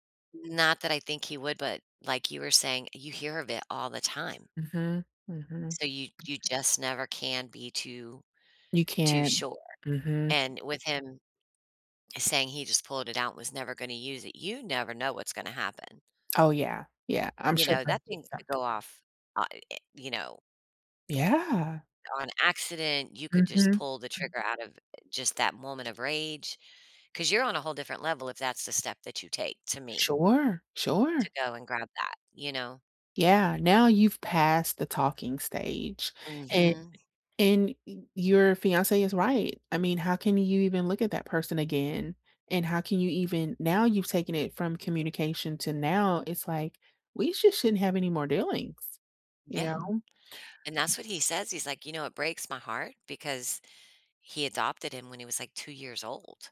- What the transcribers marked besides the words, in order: other background noise; tapping
- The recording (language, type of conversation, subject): English, unstructured, How can I handle a recurring misunderstanding with someone close?